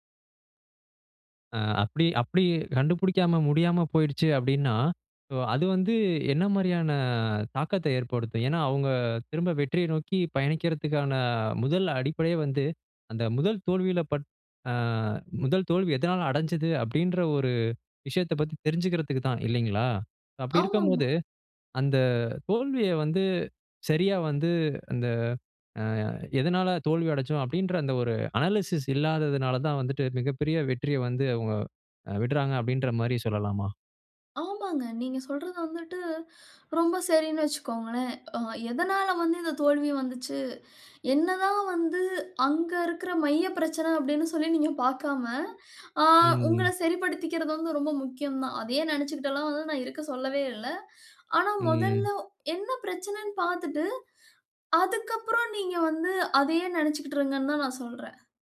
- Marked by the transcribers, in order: in English: "அனாலிசிஸ்"; drawn out: "ம்"
- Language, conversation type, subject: Tamil, podcast, ஒரு தோல்வி எதிர்பாராத வெற்றியாக மாறிய கதையைச் சொல்ல முடியுமா?